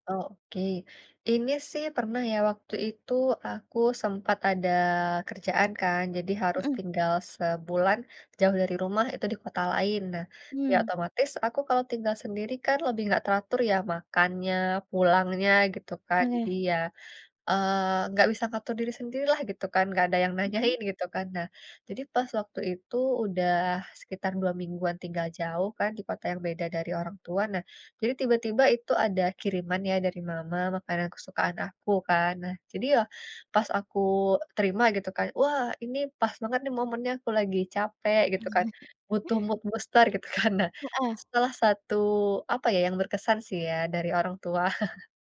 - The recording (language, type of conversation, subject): Indonesian, podcast, Hal kecil apa yang bikin kamu bersyukur tiap hari?
- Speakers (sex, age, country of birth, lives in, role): female, 20-24, Indonesia, Indonesia, host; female, 30-34, Indonesia, Indonesia, guest
- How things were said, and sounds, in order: tapping; laughing while speaking: "nanyain"; chuckle; in English: "mood booster"; laughing while speaking: "gitu, kan"; chuckle